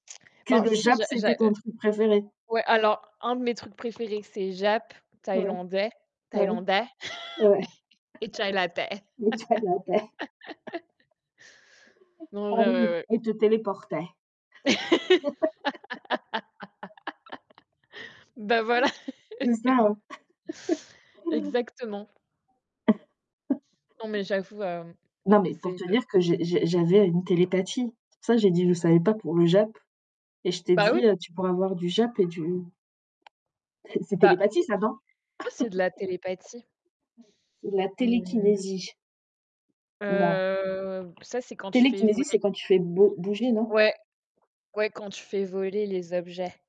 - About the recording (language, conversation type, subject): French, unstructured, Préférez-vous avoir le superpouvoir de la téléportation ou celui de la télépathie ?
- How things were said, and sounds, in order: static; tapping; distorted speech; put-on voice: "thaïlandais"; chuckle; put-on voice: "le chaï latte"; chuckle; put-on voice: "chaï latte"; laugh; chuckle; laugh; put-on voice: "téléportait"; laugh; laugh; other background noise; chuckle; unintelligible speech; chuckle; laugh; drawn out: "Heu"